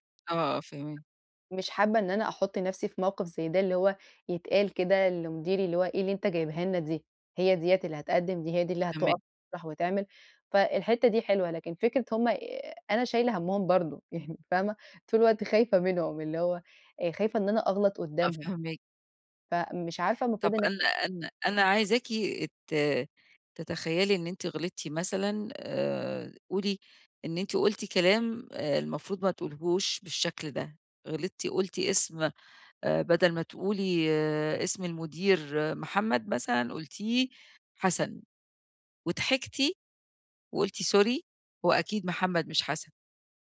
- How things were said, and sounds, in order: unintelligible speech; laughing while speaking: "يعني"; in English: "سوري"
- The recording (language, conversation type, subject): Arabic, advice, إزاي أقلّل توتّري قبل ما أتكلم قدّام ناس؟